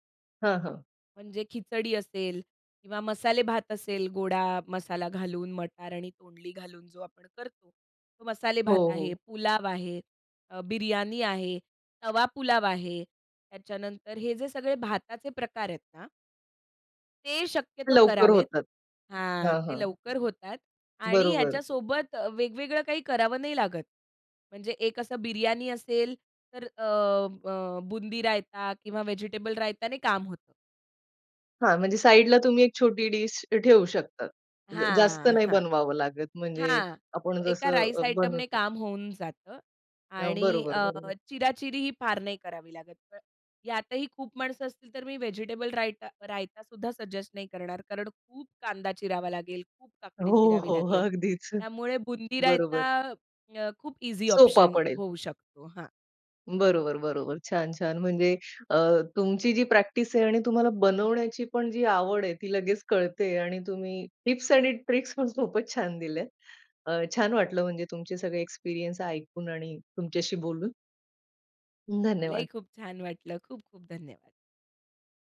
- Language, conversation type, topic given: Marathi, podcast, मेहमान आले तर तुम्ही काय खास तयार करता?
- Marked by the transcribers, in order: laughing while speaking: "हो, हो. अगदीच"; in English: "ट्रिक्सपण"